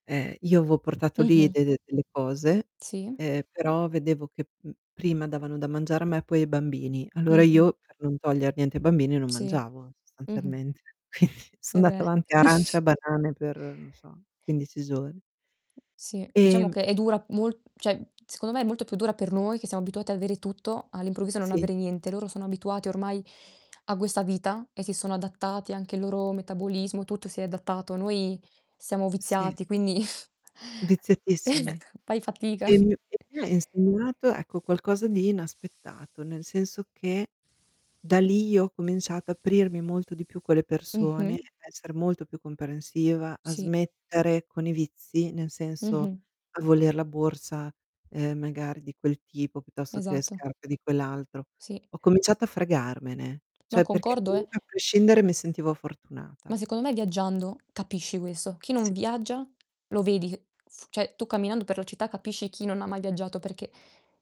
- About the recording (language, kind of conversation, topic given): Italian, unstructured, Qual è la cosa più sorprendente che hai imparato viaggiando?
- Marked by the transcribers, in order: "avevo" said as "aveo"; other background noise; tapping; distorted speech; chuckle; static; chuckle; laughing while speaking: "eh"; "cioè" said as "ceh"